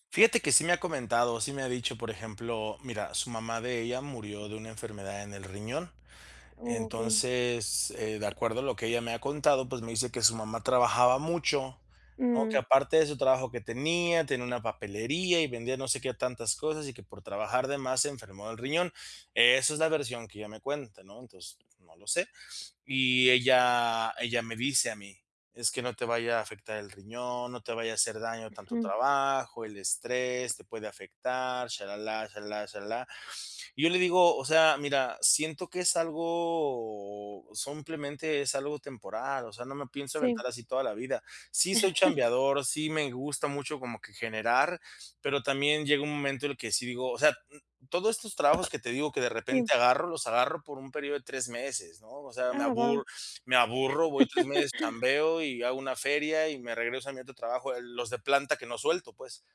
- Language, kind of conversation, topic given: Spanish, advice, ¿Cómo puedo manejar el sentirme atacado por las críticas de mi pareja sobre mis hábitos?
- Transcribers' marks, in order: drawn out: "algo"; chuckle; tapping; laugh